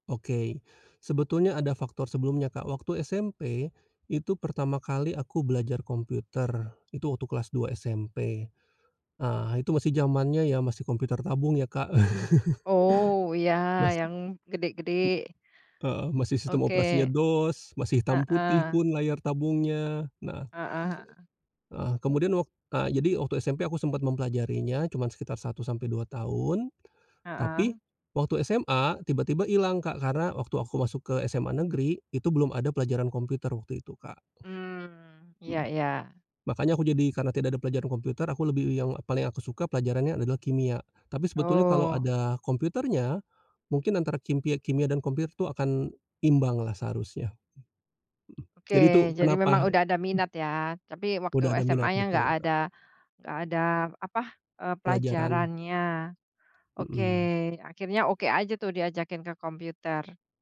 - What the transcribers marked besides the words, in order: laugh; other background noise
- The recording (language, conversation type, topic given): Indonesian, podcast, Pernahkah kamu mengalami momen “aha!” saat belajar, dan bisakah kamu menceritakan bagaimana momen itu terjadi?